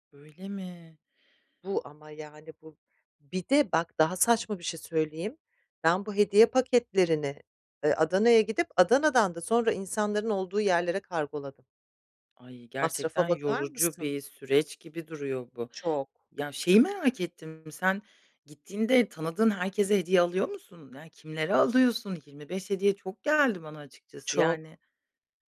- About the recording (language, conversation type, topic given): Turkish, advice, Sevdiklerime uygun ve özel bir hediye seçerken nereden başlamalıyım?
- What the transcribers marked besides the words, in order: none